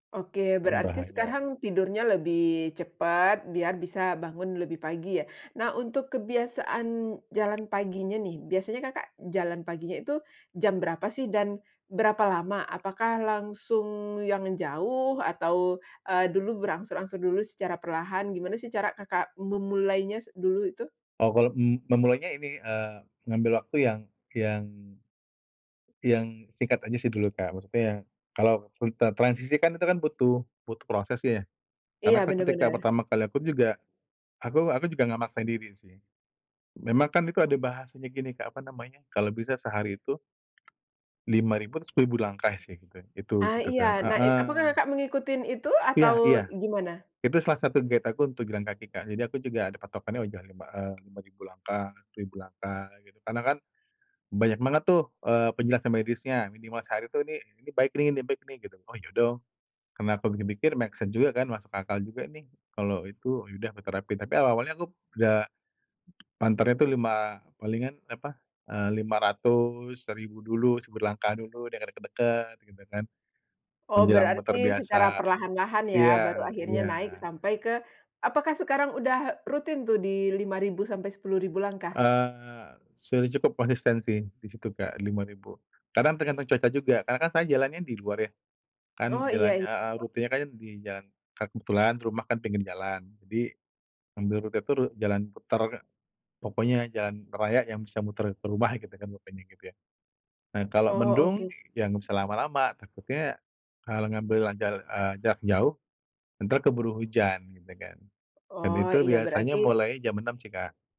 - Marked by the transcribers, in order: tapping; in English: "gate"; in English: "make sense"; "panternya" said as "banternya"; other background noise
- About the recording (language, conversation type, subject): Indonesian, podcast, Bagaimana cara kamu mulai membangun kebiasaan baru?